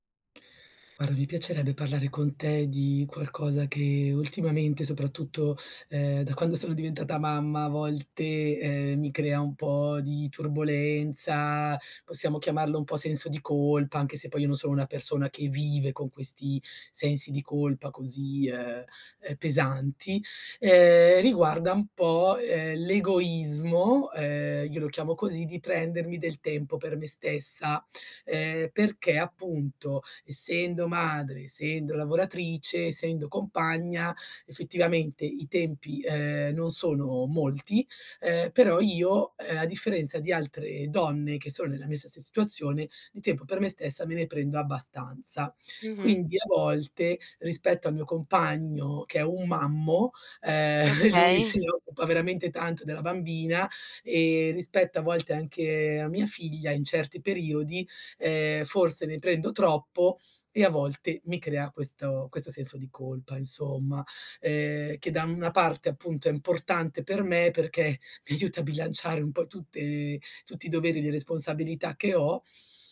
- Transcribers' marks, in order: "Guarda" said as "guara"; chuckle
- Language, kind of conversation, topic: Italian, advice, Come descriveresti il senso di colpa che provi quando ti prendi del tempo per te?